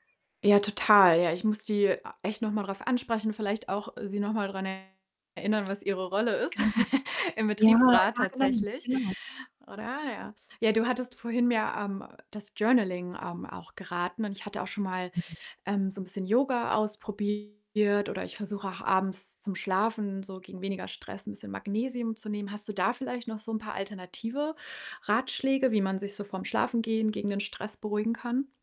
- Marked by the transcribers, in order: distorted speech; static; tapping; laugh; in English: "Journaling"; other background noise
- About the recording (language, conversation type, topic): German, advice, Wie kann ich mit überwältigendem Arbeitsstress und innerer Unruhe umgehen?